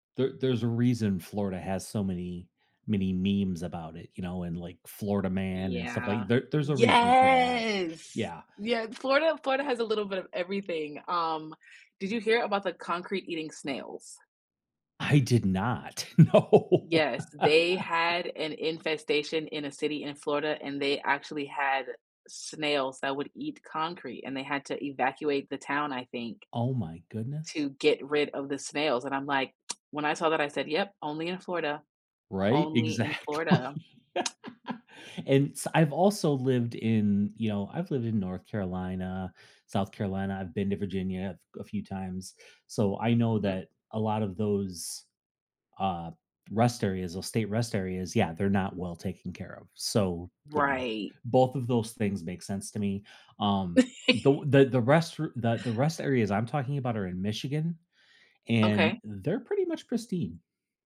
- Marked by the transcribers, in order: drawn out: "Yes"; laughing while speaking: "no"; laugh; tsk; laughing while speaking: "exactly"; laugh; tsk; other background noise; chuckle
- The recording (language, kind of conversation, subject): English, unstructured, How does the cleanliness of public bathrooms affect your travel experience?
- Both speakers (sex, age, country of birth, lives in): female, 30-34, United States, United States; male, 50-54, United States, United States